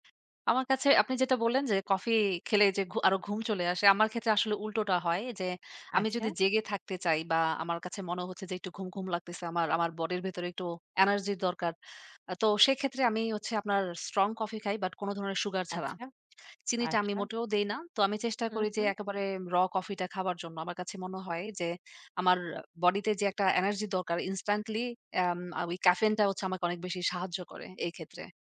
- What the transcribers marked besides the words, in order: tapping; in English: "raw"
- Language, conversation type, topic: Bengali, unstructured, আপনার মতে বৃষ্টির দিনে কোনটি বেশি উপভোগ্য: ঘরে থাকা, নাকি বাইরে ঘুরতে যাওয়া?